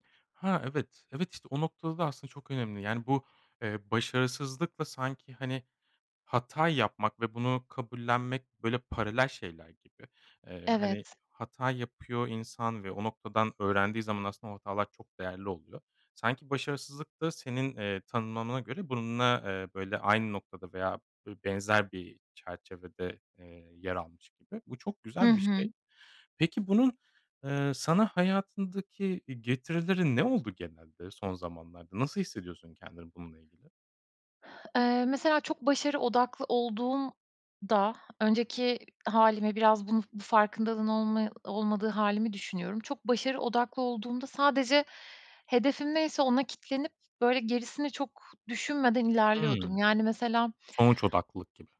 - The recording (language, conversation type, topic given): Turkish, podcast, Başarısızlıktan sonra nasıl toparlanırsın?
- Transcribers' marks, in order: none